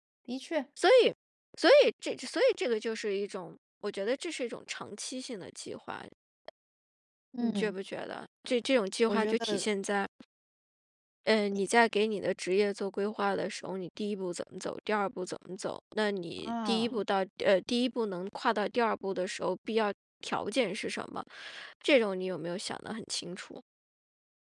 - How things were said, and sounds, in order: other background noise
- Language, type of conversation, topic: Chinese, podcast, 怎么在工作场合表达不同意见而不失礼？